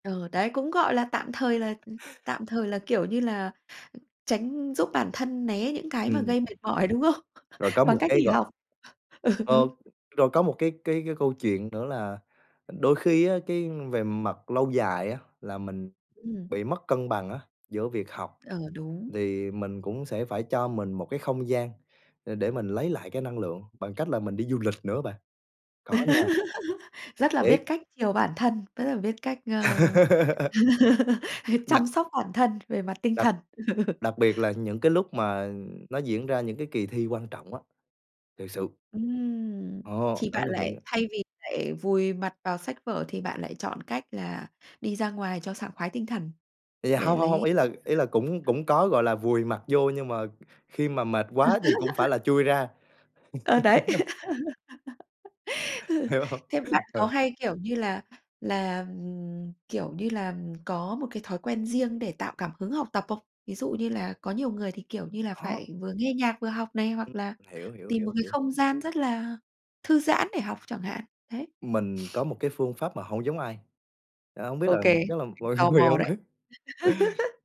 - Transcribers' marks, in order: laugh; chuckle; laughing while speaking: "Ừ, ừ"; chuckle; tapping; chuckle; laugh; chuckle; chuckle; unintelligible speech; laugh; chuckle; laughing while speaking: "Hiểu hông?"; sniff; laughing while speaking: "mọi người không á"; chuckle
- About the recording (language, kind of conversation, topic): Vietnamese, podcast, Làm sao bạn giữ động lực học tập khi cảm thấy chán nản?